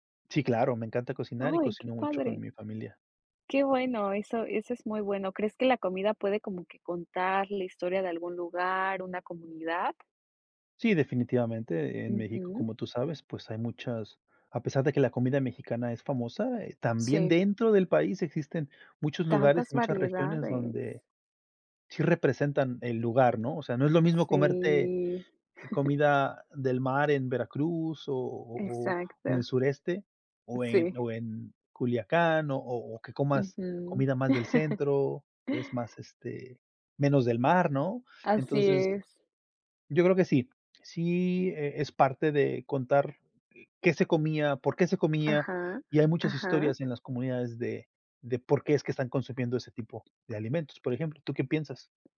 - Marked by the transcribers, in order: drawn out: "Sí"; chuckle; chuckle
- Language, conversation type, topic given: Spanish, unstructured, ¿Qué papel juega la comida en la identidad cultural?
- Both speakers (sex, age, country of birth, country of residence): female, 30-34, Mexico, United States; male, 40-44, Mexico, United States